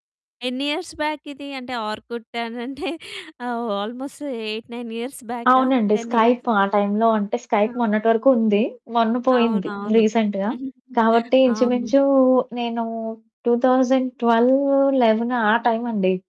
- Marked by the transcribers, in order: in English: "ఇయర్స్ బ్యాక్"; in English: "ఆర్కుట్"; laughing while speaking: "అని అంటే ఆల్మోస్ట్ ఎయిట్, నైన్ ఇయర్స్"; in English: "ఆల్మోస్ట్ ఎయిట్, నైన్ ఇయర్స్"; static; in English: "టెన్ ఇయర్స్?"; in English: "స్కైప్"; in English: "స్కైప్"; chuckle; in English: "రీసెంట్‌గా"; in English: "టూ థౌసండ్ ట్వీల్వ్ లెవెన్"; in English: "టైమ్"
- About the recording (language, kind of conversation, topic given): Telugu, podcast, సామాజిక మాధ్యమాల్లో ఏర్పడే పరిచయాలు నిజజీవిత సంబంధాలుగా మారగలవా?